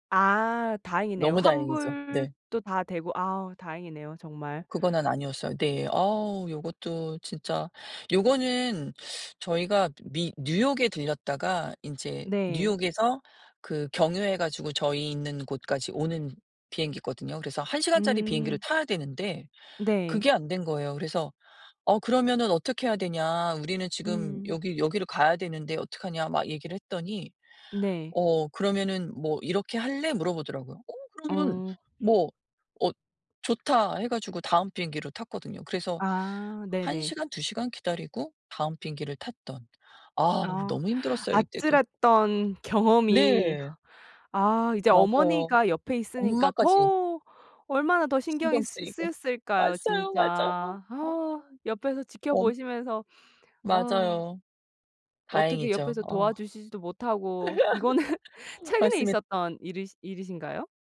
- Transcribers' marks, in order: tapping; other background noise; laughing while speaking: "왔어요. 맞아요"; laugh; laughing while speaking: "이거는"
- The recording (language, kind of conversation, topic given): Korean, podcast, 비행기를 놓친 적이 있으신가요? 그때는 어떻게 대처하셨나요?